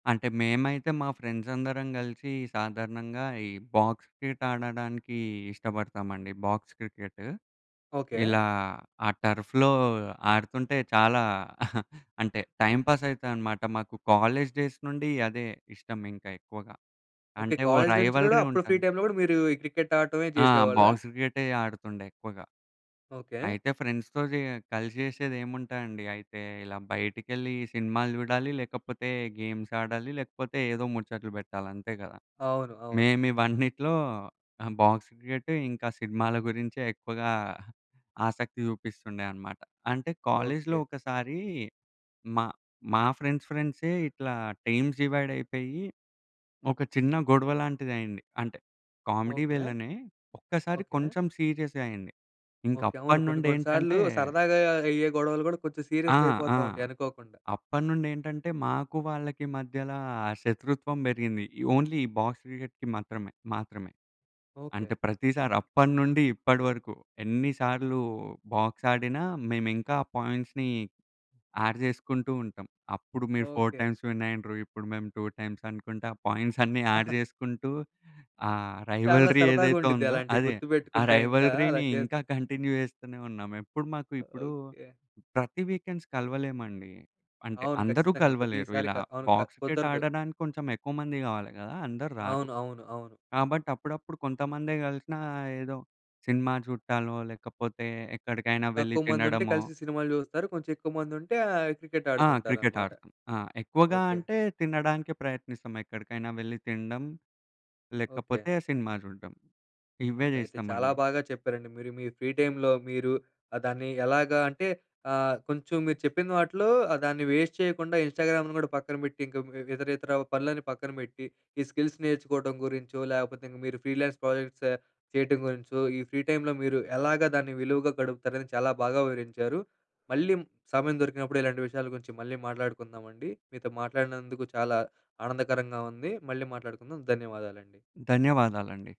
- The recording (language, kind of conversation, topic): Telugu, podcast, మీరు మీ ఖాళీ సమయాన్ని విలువగా ఎలా గడుపుతారు?
- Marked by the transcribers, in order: in English: "బాక్స్ క్రికెట్"; in English: "బాక్స్"; in English: "టర్ఫ్‌లో"; chuckle; in English: "కాలేజ్ డేస్"; in English: "రైవల్రీ"; in English: "ఫ్రీ టైమ్‌లో"; in English: "బాక్స్"; in English: "ఫ్రెండ్స్‌తో"; in English: "బాక్స్"; chuckle; in English: "ఫ్రెండ్స్"; in English: "టీమ్స్"; in English: "కామెడీ"; in English: "ఓన్లీ"; in English: "బాక్స్ క్రికెట్‌కి"; in English: "పాయింట్స్‌ని యాడ్"; in English: "ఫోర్ టైమ్స్"; in English: "టూ"; chuckle; in English: "యాడ్"; in English: "రైవల్రీ"; in English: "రైవల్రీని"; in English: "కంటిన్యూ"; in English: "వీకెండ్స్"; in English: "బాక్స్ క్రికెట్"; horn; in English: "ఫ్రీ టైమ్‌లో"; in English: "వేస్ట్"; in English: "స్కిల్స్"; in English: "ఫ్రీలాన్స్"; in English: "ఫ్రీ టైమ్‌లో"; "మళ్ళీ" said as "మళ్ళీం"